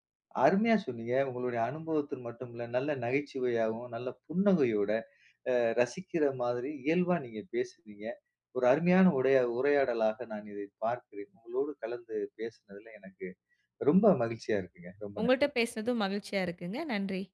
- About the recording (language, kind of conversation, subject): Tamil, podcast, சில நேரங்களில் கவனம் சிதறும்போது அதை நீங்கள் எப்படி சமாளிக்கிறீர்கள்?
- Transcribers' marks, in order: none